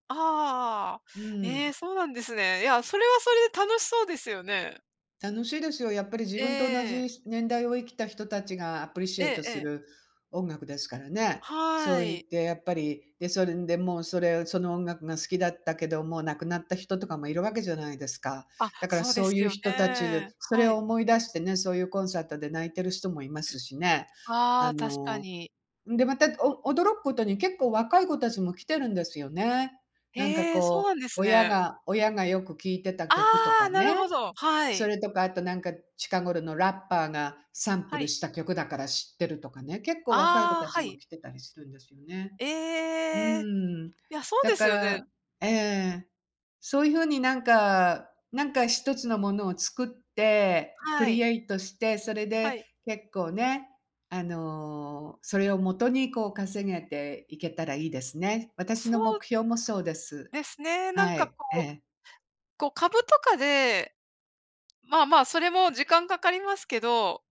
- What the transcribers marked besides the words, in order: none
- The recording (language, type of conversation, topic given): Japanese, unstructured, 将来の目標は何ですか？